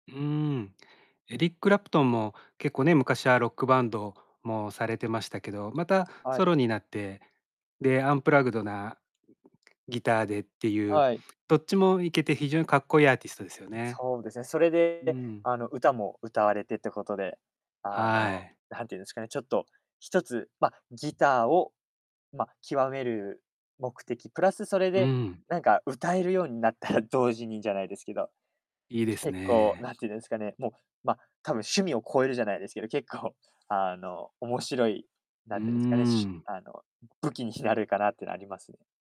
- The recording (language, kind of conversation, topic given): Japanese, podcast, 最近ハマっている趣味は何ですか？
- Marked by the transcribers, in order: distorted speech; other background noise